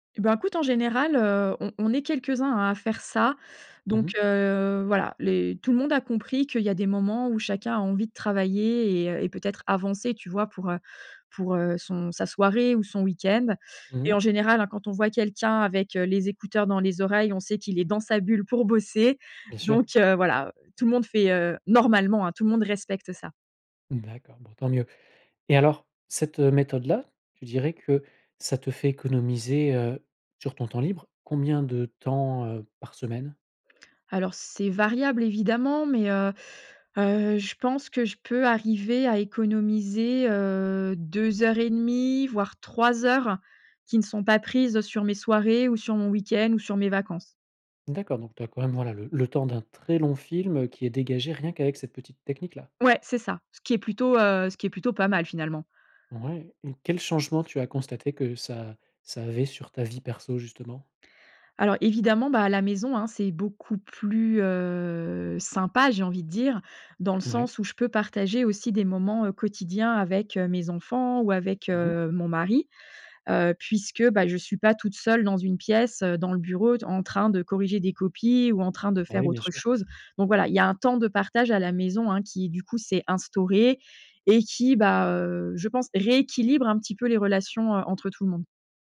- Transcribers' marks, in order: stressed: "normalement"; drawn out: "heu"; other background noise
- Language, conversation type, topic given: French, podcast, Comment trouver un bon équilibre entre le travail et la vie de famille ?